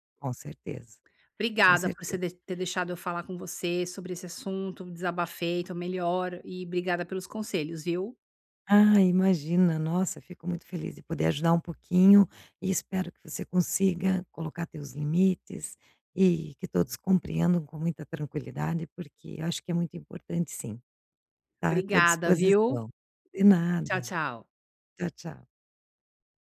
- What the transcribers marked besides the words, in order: none
- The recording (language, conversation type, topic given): Portuguese, advice, Como posso estabelecer limites pessoais sem me sentir culpado?